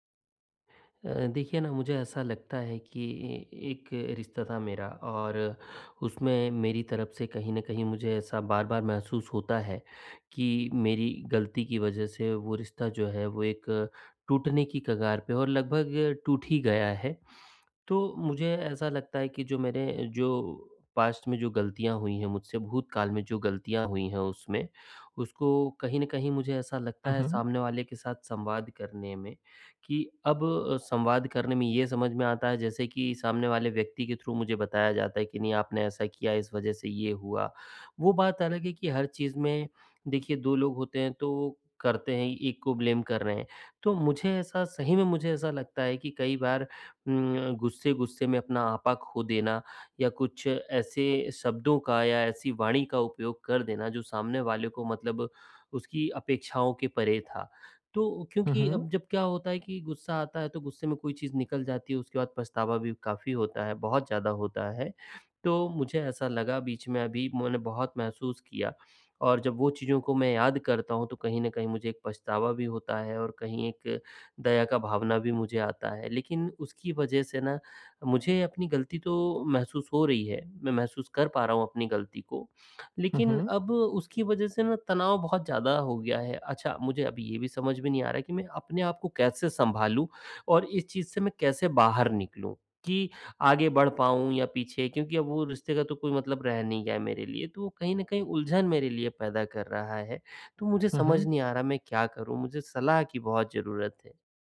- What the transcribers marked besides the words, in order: in English: "पास्ट"; in English: "थ्रू"; in English: "ब्लेम"
- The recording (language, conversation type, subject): Hindi, advice, गलती के बाद मैं खुद के प्रति करुणा कैसे रखूँ और जल्दी कैसे संभलूँ?